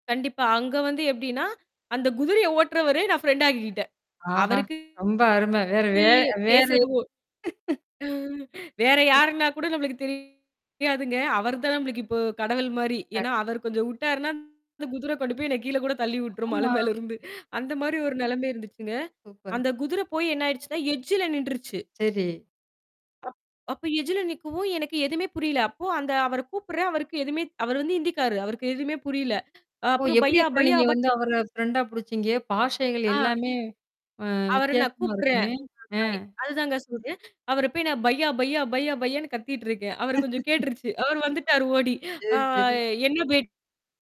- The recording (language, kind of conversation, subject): Tamil, podcast, புதிய இடத்தில் புதிய நண்பர்களைச் சந்திக்க நீங்கள் என்ன செய்கிறீர்கள்?
- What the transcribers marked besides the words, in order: static; distorted speech; chuckle; laugh; unintelligible speech; "விட்டார்ன்னா" said as "வுட்டார்ன்னா"; unintelligible speech; laughing while speaking: "மலை மேலருந்து"; mechanical hum; in English: "எட்ஜில"; in English: "எட்ஜில"; unintelligible speech; laugh